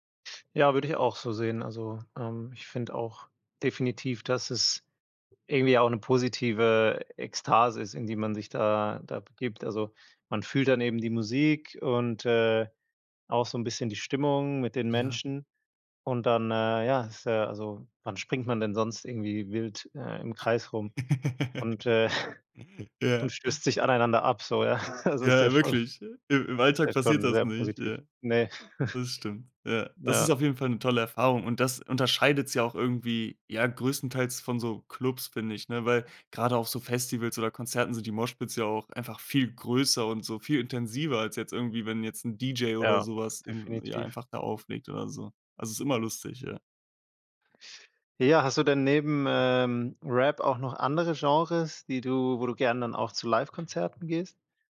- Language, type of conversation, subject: German, podcast, Was macht für dich ein großartiges Live-Konzert aus?
- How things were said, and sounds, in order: other noise; laugh; chuckle; other background noise; joyful: "Ja, wirklich. Im im Alltag passiert das nicht, ja"; laughing while speaking: "ja? Also ist ja schon"; laugh; laughing while speaking: "ne?"; laugh; in English: "Moshpits"